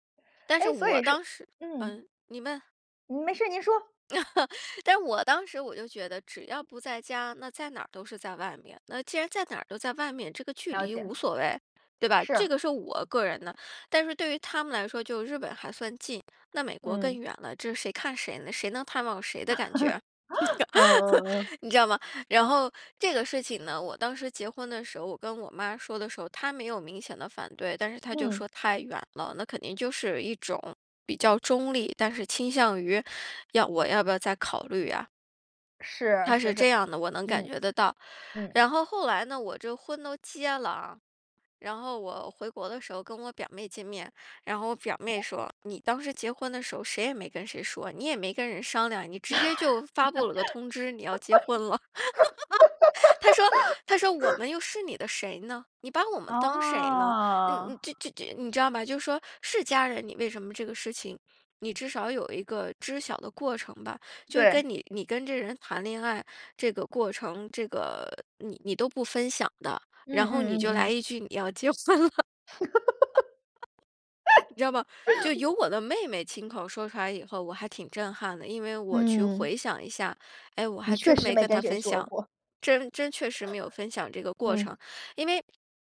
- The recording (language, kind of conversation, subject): Chinese, podcast, 做决定时你更相信直觉还是更依赖数据？
- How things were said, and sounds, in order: chuckle; other background noise; chuckle; laugh; unintelligible speech; laugh; laugh; laugh; laughing while speaking: "结婚了"; laugh; other noise; swallow